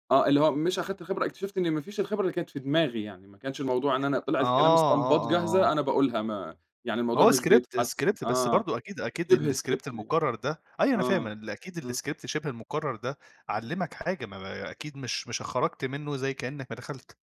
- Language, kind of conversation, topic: Arabic, podcast, إمتى تقرر تغيّر مسار شغلك؟
- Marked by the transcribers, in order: tapping; in English: "script -script"; in English: "الscript"; in English: "script"; in English: "الscript"